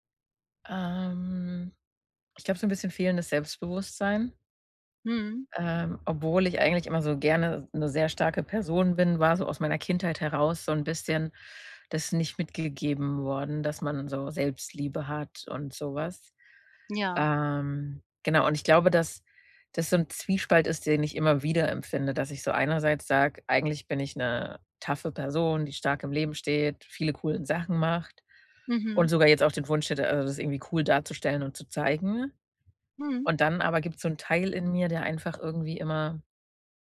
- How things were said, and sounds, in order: drawn out: "Ähm"
- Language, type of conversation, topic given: German, advice, Wann fühlst du dich unsicher, deine Hobbys oder Interessen offen zu zeigen?